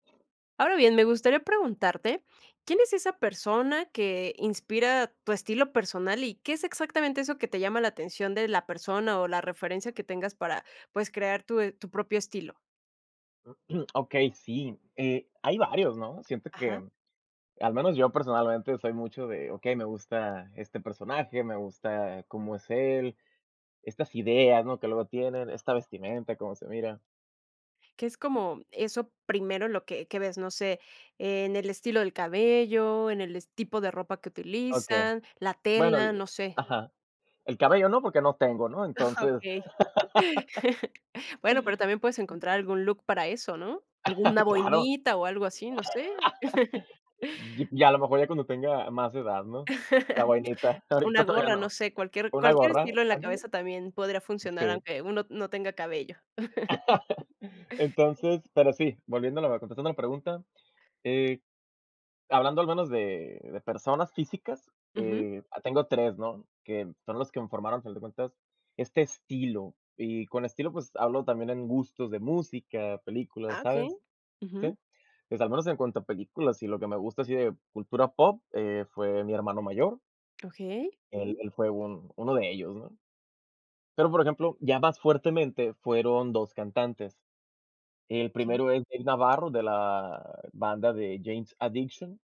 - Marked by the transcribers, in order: throat clearing; chuckle; laugh; chuckle; chuckle; laugh; chuckle; laugh; giggle; other noise; laugh; chuckle
- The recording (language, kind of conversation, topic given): Spanish, podcast, ¿Quién te inspira en tu estilo personal?